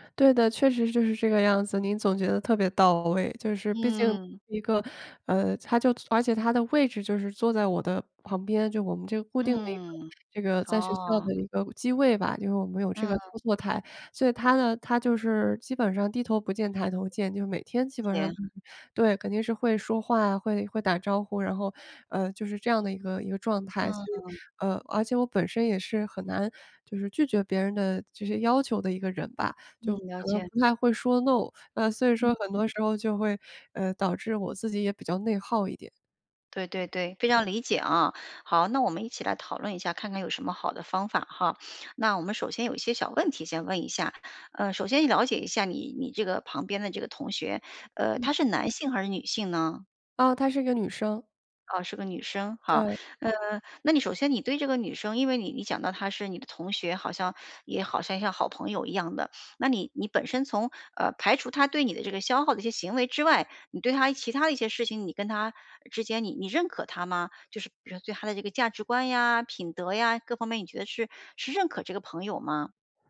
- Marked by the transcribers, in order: none
- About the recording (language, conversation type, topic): Chinese, advice, 我如何在一段消耗性的友谊中保持自尊和自我价值感？